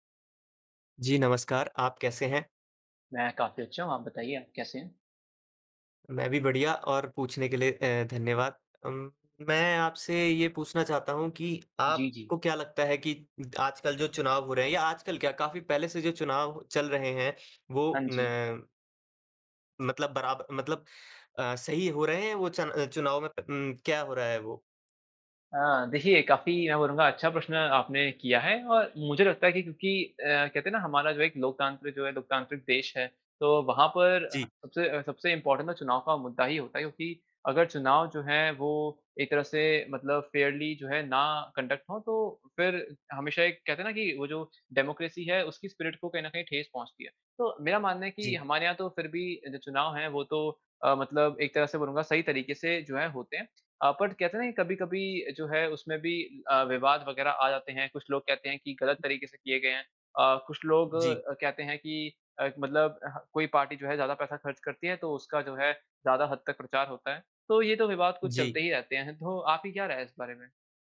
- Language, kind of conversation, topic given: Hindi, unstructured, क्या चुनाव में पैसा ज़्यादा प्रभाव डालता है?
- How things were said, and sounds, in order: in English: "इंपॉर्टेंट"; in English: "फ़ेयरली"; in English: "कंडक्ट"; in English: "डेमोक्रेसी"; in English: "स्पिरिट"; in English: "बट"